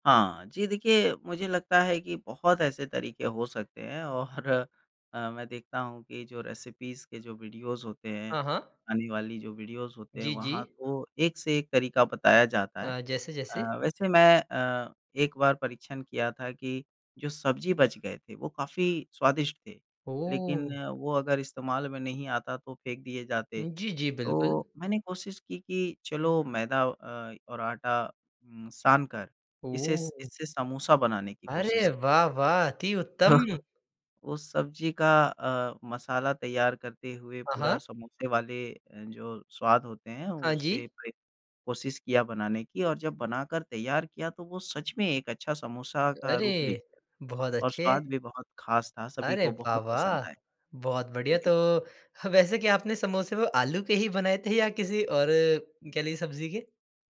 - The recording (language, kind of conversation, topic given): Hindi, podcast, बचे हुए खाने का स्वाद नया बनाने के आसान तरीके क्या हैं?
- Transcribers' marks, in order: laughing while speaking: "और"; in English: "रेसिपीज़"; in English: "वीडियोज़"; in English: "वीडियोज़"; chuckle